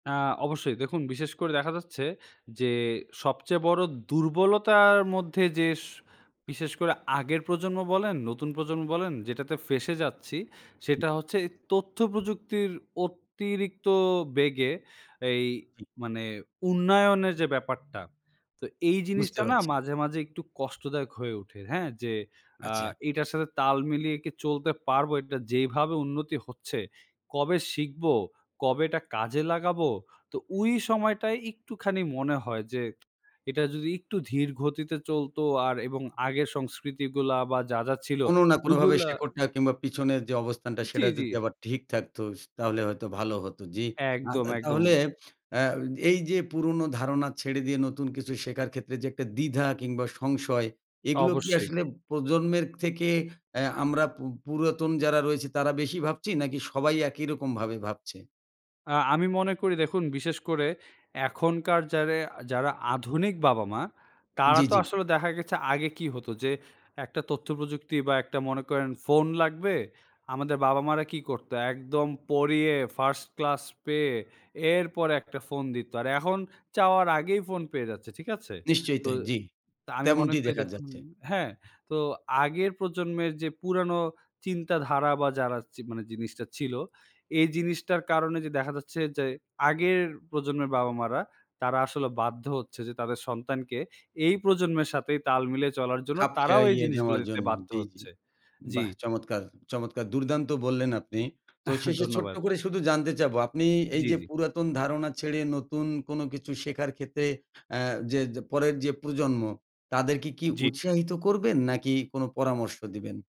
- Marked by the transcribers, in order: tapping; other background noise
- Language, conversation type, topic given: Bengali, podcast, আপনি কীভাবে পুরনো ধারণা ছেড়ে নতুন কিছু শিখেন?